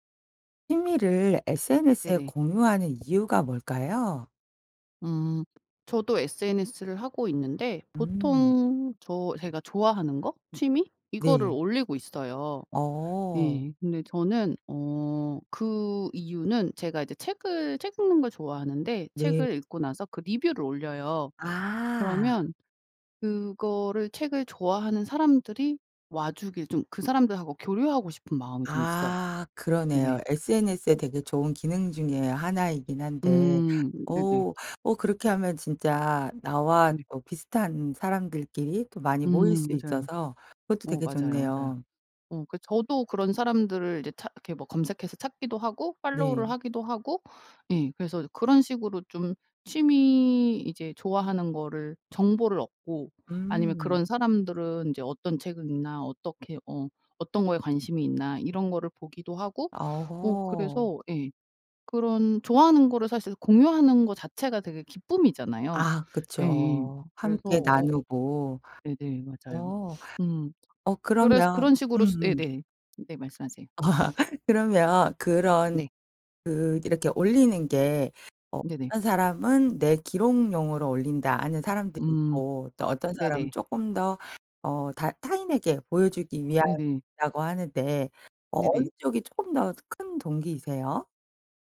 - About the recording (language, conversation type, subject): Korean, podcast, 취미를 SNS에 공유하는 이유가 뭐야?
- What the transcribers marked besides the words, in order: other background noise; tapping; sniff; laugh; sniff